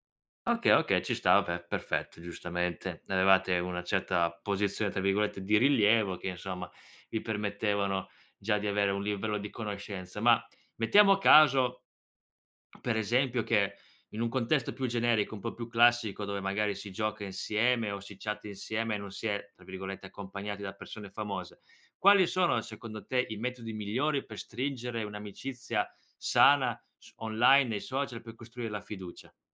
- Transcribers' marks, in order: swallow
- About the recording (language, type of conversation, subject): Italian, podcast, Come costruire fiducia online, sui social o nelle chat?